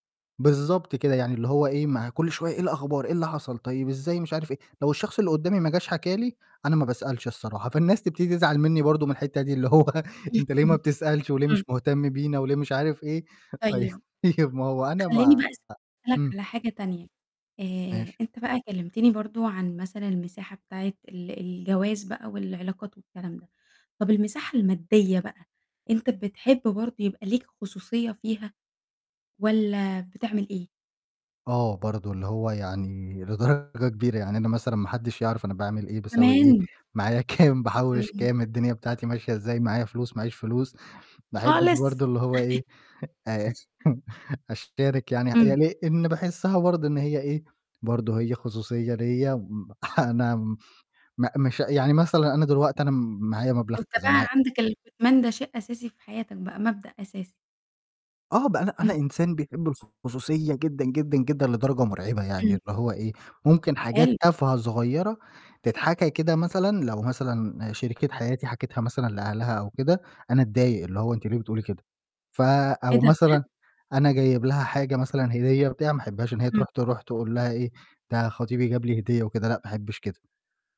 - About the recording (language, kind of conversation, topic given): Arabic, podcast, إزاي بتحافظ على خصوصيتك وسط العيلة؟
- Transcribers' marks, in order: other noise; unintelligible speech; laughing while speaking: "اللي هو"; static; distorted speech; laughing while speaking: "طيب"; laugh; laughing while speaking: "كام"; laugh; chuckle; chuckle